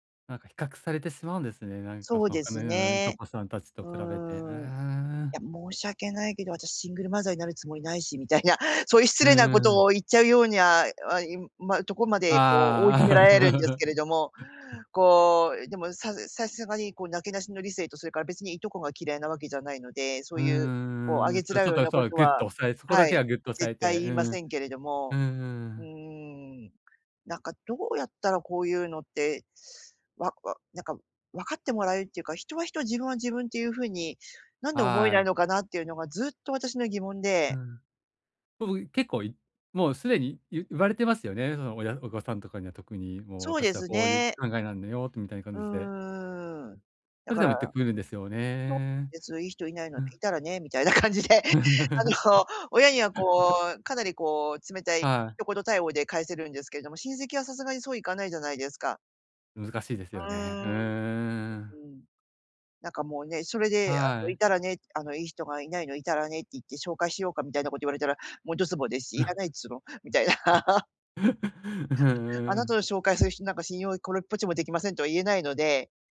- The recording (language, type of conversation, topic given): Japanese, advice, 周囲からの圧力にどう対処して、自分を守るための境界線をどう引けばよいですか？
- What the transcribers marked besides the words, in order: laughing while speaking: "みたいな"; joyful: "そういう失礼な事を言っちゃうようにや"; giggle; laughing while speaking: "感じで、あの"; giggle; laugh; other background noise